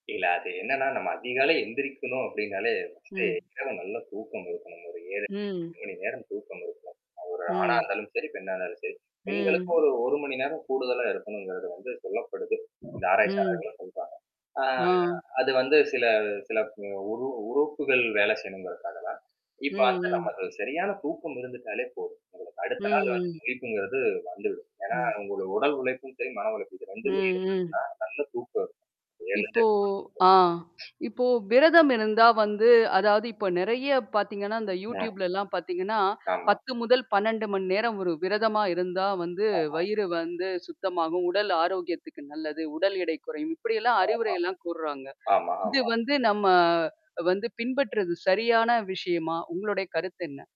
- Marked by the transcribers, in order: tapping; other background noise; distorted speech; static; mechanical hum; other noise
- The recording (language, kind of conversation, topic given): Tamil, podcast, குடும்பத்துடன் ஆரோக்கிய பழக்கங்களை நீங்கள் எப்படிப் வளர்க்கிறீர்கள்?